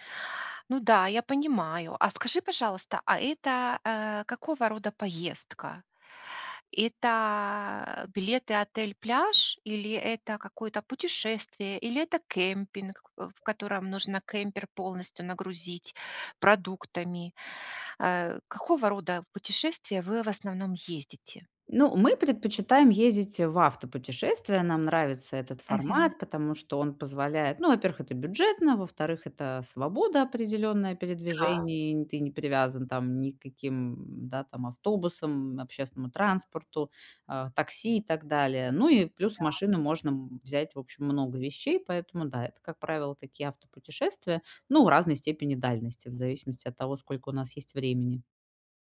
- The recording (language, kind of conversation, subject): Russian, advice, Как мне меньше уставать и нервничать в поездках?
- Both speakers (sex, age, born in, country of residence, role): female, 45-49, Russia, Mexico, user; female, 50-54, Ukraine, United States, advisor
- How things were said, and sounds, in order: none